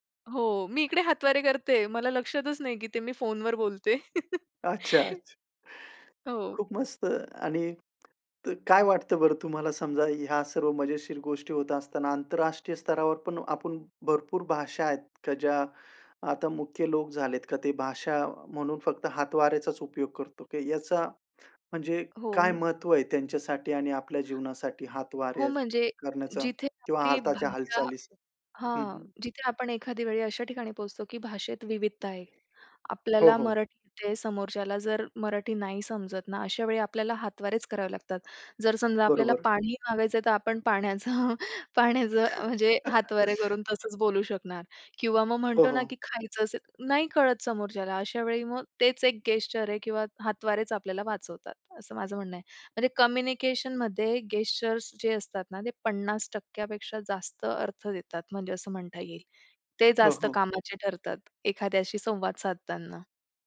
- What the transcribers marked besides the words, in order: laughing while speaking: "अच्छा, अच्छा"; chuckle; other background noise; tapping; chuckle; laughing while speaking: "पाण्याचं"; chuckle; in English: "गेस्चर"; in English: "गेस्चर्स"
- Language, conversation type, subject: Marathi, podcast, हातांच्या हालचालींचा अर्थ काय असतो?